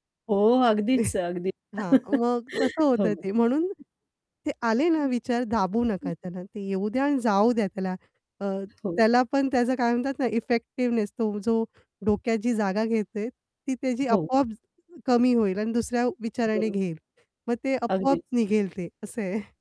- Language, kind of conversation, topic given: Marathi, podcast, फक्त पाच मिनिटांत ध्यान कसे कराल?
- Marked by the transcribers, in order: static; chuckle; chuckle; unintelligible speech; tapping; other background noise; distorted speech; chuckle